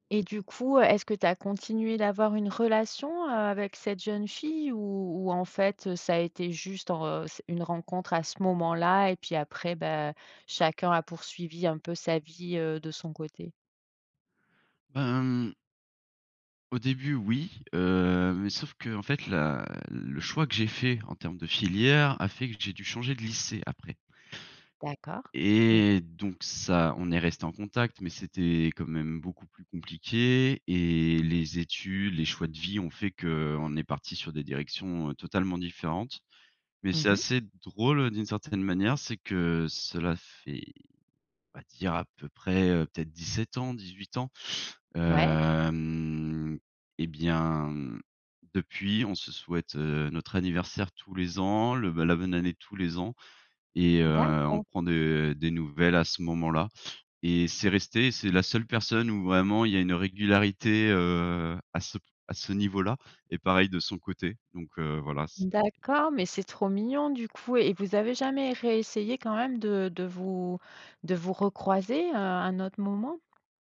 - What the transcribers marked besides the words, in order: other background noise; drawn out: "Hem"
- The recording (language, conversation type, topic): French, podcast, Quel est le moment où l’écoute a tout changé pour toi ?